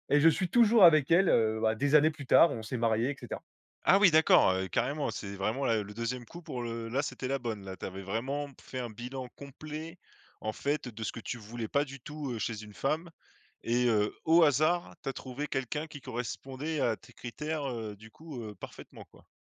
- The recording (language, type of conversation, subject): French, podcast, As-tu déjà perdu quelque chose qui t’a finalement apporté autre chose ?
- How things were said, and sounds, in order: none